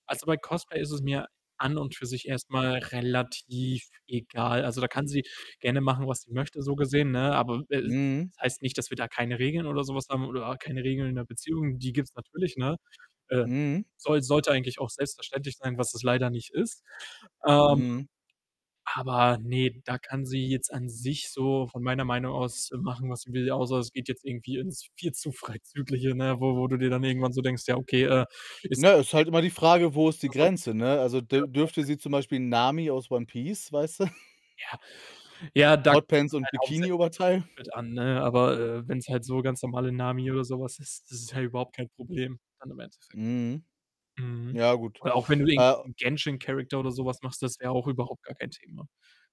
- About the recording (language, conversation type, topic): German, unstructured, Was bedeutet dir dein Hobby persönlich?
- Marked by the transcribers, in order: static; distorted speech; laughing while speaking: "Freizügliche"; unintelligible speech; chuckle; snort